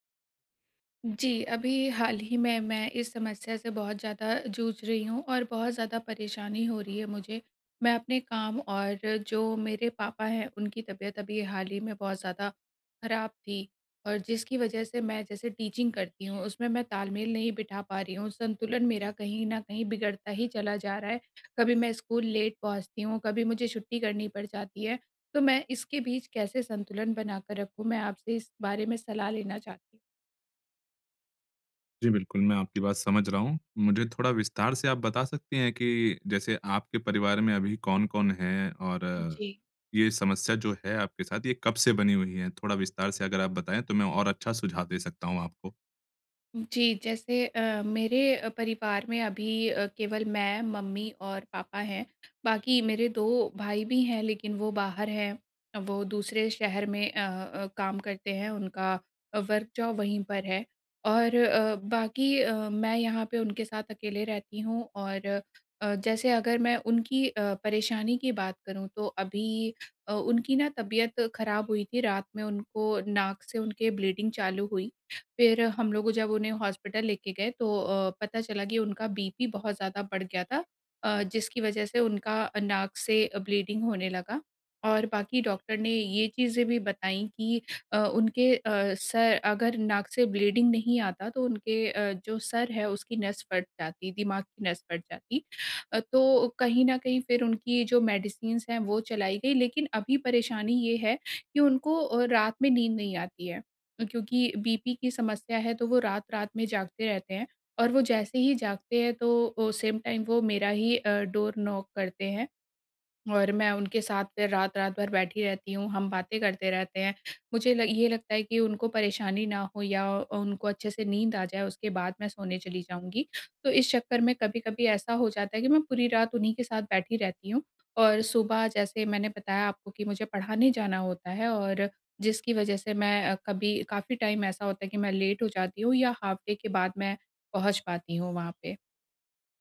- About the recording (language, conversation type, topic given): Hindi, advice, मैं काम और बुज़ुर्ग माता-पिता की देखभाल के बीच संतुलन कैसे बनाए रखूँ?
- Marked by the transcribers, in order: in English: "टीचिंग"; in English: "लेट"; tapping; in English: "वर्क जॉब"; in English: "ब्लीडिंग"; in English: "ब्लीडिंग"; in English: "ब्लीडिंग"; in English: "मेडिसिन्स"; in English: "सेम टाइम"; in English: "डोर नॉक"; in English: "टाइम"; in English: "लेट"; in English: "हाल्फ़ डे"